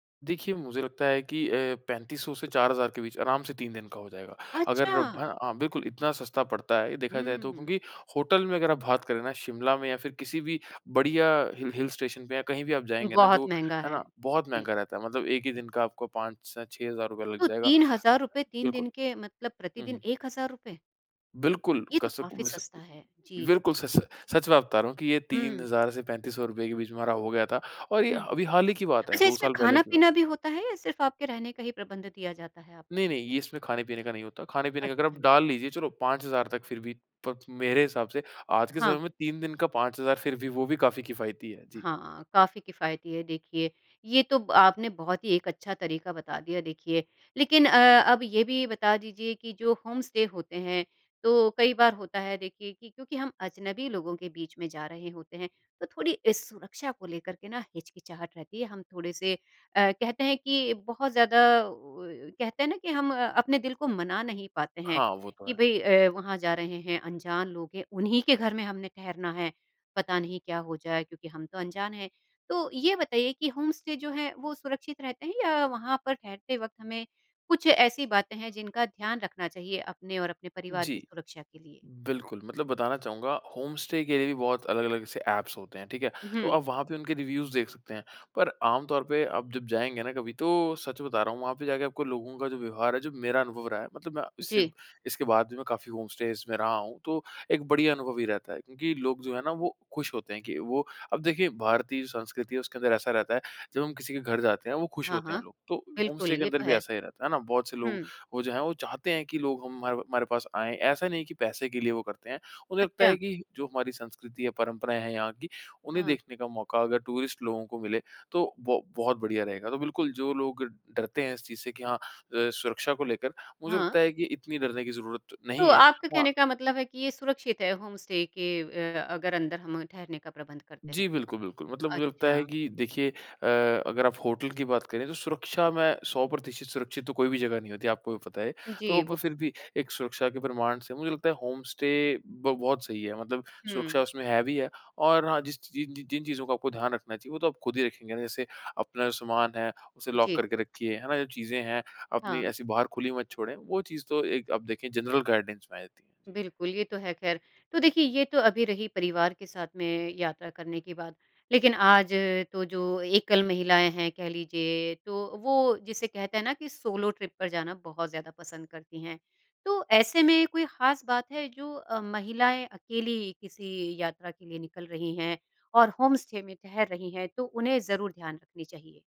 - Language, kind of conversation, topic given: Hindi, podcast, बजट में यात्रा करने के आपके आसान सुझाव क्या हैं?
- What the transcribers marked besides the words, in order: surprised: "अच्छा"; in English: "हिल स्टेशन"; in English: "होम स्टे"; in English: "होम स्टे"; in English: "होम स्टे"; in English: "रिव्युज़"; in English: "होम स्टेज़"; in English: "होम स्टे"; in English: "टूरिस्ट"; in English: "होम स्टे"; in English: "होम स्टे"; in English: "हेवी"; in English: "लॉक"; in English: "जनरल गाइडेंस"; in English: "सोलो ट्रिप"; in English: "होम स्टे"